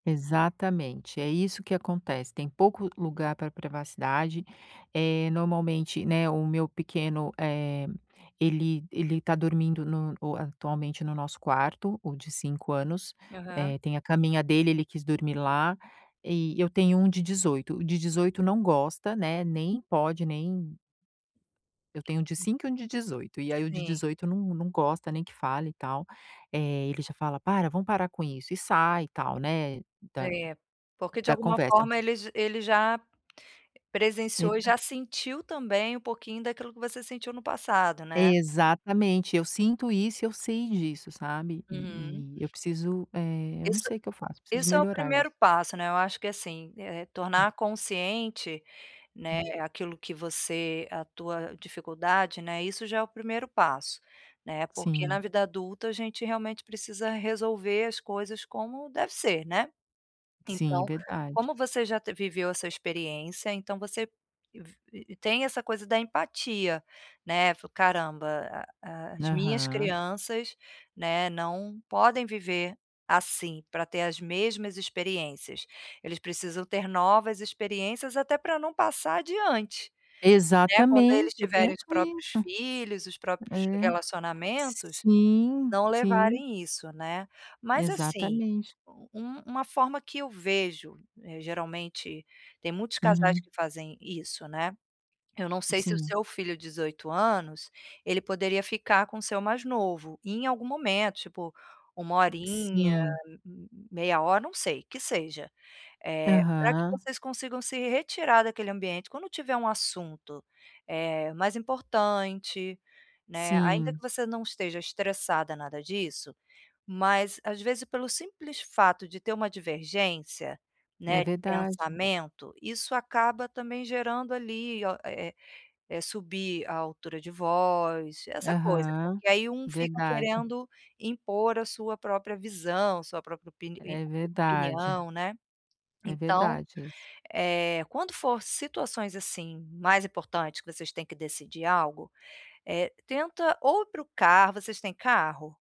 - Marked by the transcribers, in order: tapping; other noise
- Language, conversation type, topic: Portuguese, advice, Como gerir conflitos e lidar com brigas na frente das crianças?